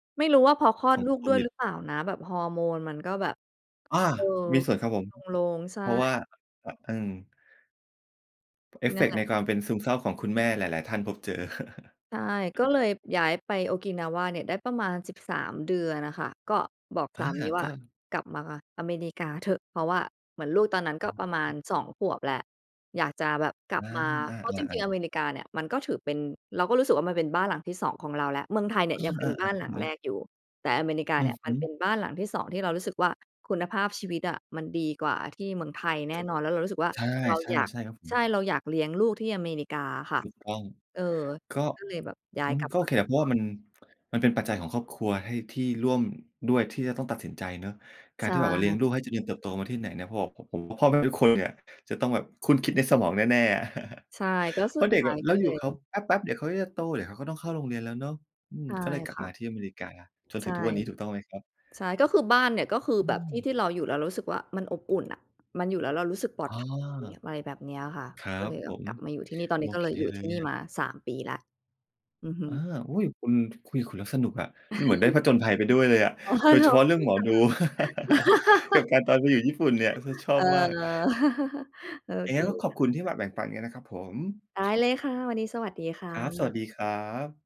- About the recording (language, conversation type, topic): Thai, podcast, การย้ายถิ่นทำให้ความรู้สึกของคุณเกี่ยวกับคำว่า “บ้าน” เปลี่ยนไปอย่างไรบ้าง?
- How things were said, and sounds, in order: tapping; chuckle; unintelligible speech; chuckle; chuckle; laughing while speaking: "อ๋อ"; unintelligible speech; laugh; other background noise; laugh